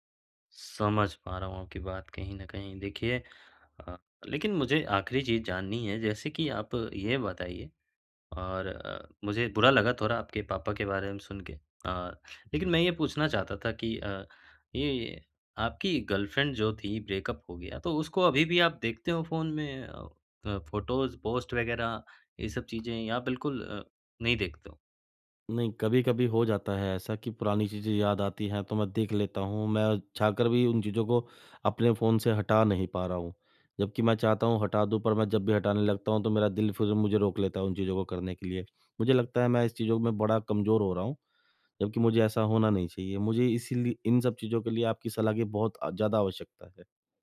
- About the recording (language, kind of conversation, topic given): Hindi, advice, यात्रा या सप्ताहांत के दौरान मैं अपनी दिनचर्या में निरंतरता कैसे बनाए रखूँ?
- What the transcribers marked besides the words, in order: in English: "गर्लफ्रेंड"; in English: "ब्रेकअप"; in English: "फोटोज़"